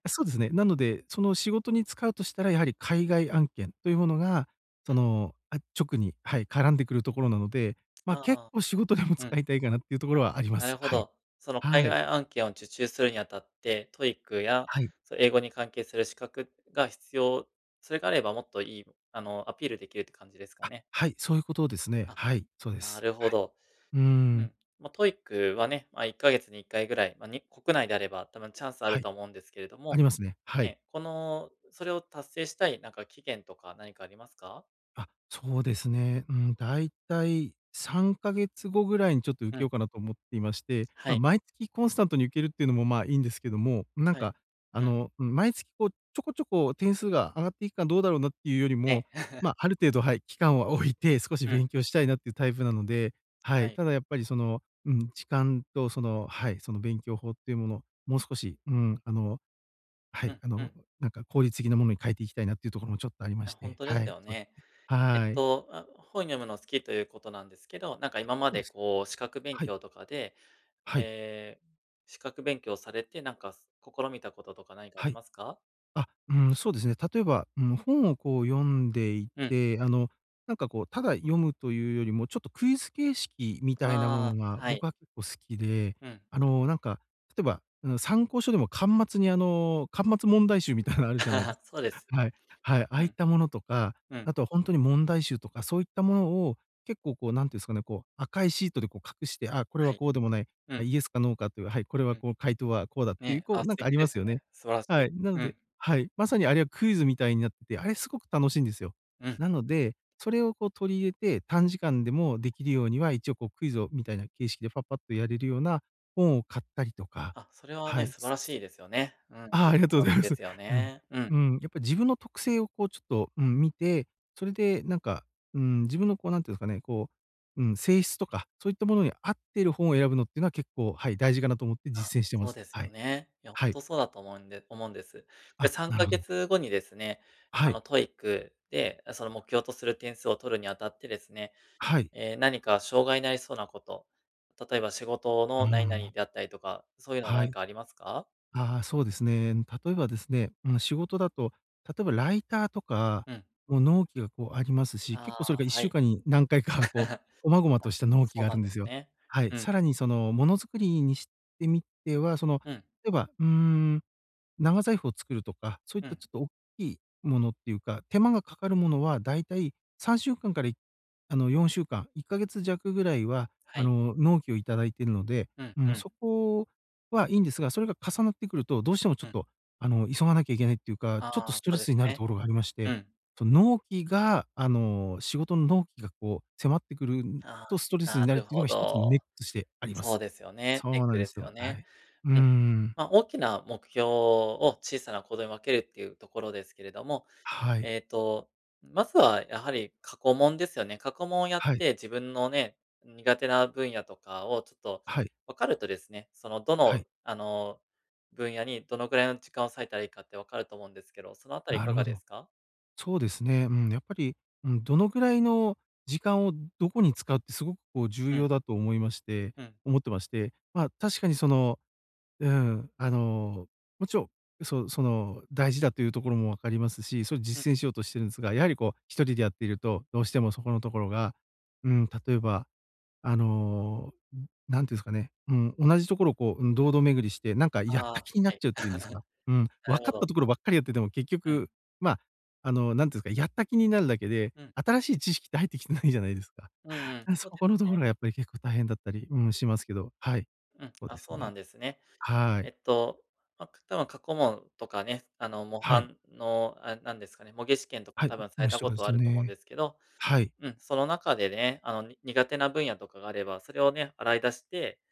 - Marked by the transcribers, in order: laughing while speaking: "結構仕事でも使いたいかなっていう所は"; chuckle; laughing while speaking: "置いて"; tapping; other background noise; laughing while speaking: "のあるじゃないです"; laugh; laughing while speaking: "ありがとうございます"; laugh; chuckle
- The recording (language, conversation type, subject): Japanese, advice, 大きな目標を具体的な小さな行動に分解するにはどうすればよいですか？